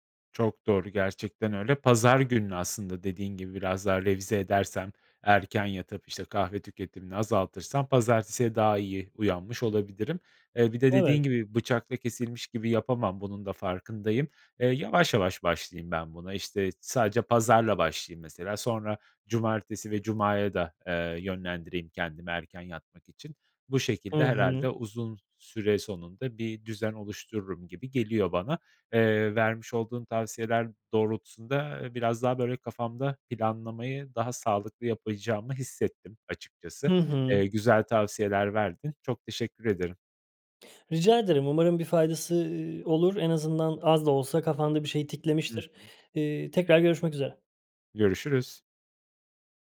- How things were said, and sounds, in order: none
- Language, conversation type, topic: Turkish, advice, Hafta içi erken yatıp hafta sonu geç yatmamın uyku düzenimi bozması normal mi?